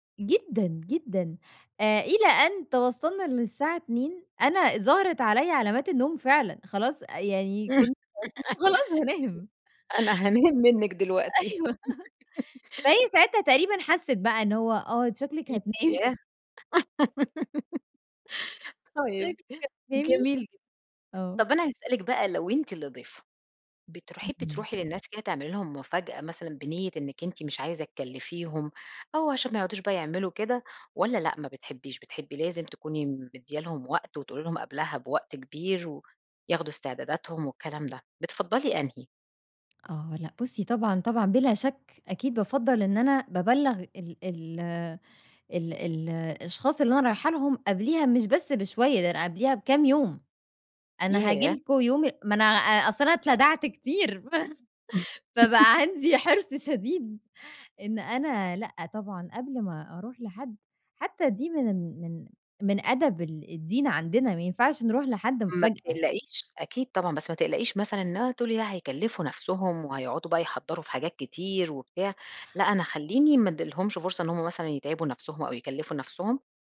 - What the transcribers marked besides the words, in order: laugh; unintelligible speech; laugh; unintelligible speech; laugh; tapping; laughing while speaking: "شكلِك هتنامي"; laugh
- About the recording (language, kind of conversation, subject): Arabic, podcast, إزاي بتحضّري البيت لاستقبال ضيوف على غفلة؟